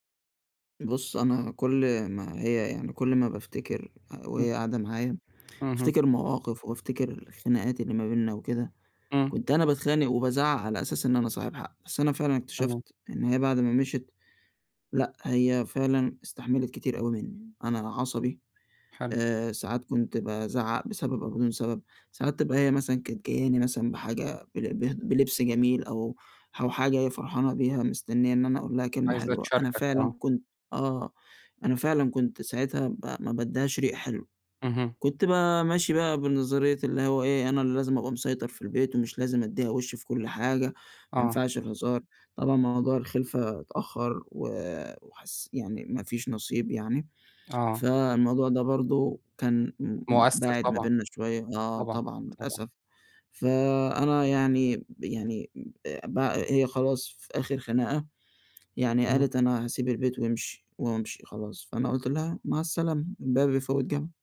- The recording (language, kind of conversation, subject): Arabic, advice, إزاي بتتعامل مع إحساس الذنب ولوم النفس بعد الانفصال؟
- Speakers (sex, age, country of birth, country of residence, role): male, 20-24, United Arab Emirates, Egypt, user; male, 40-44, Egypt, Egypt, advisor
- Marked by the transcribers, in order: other noise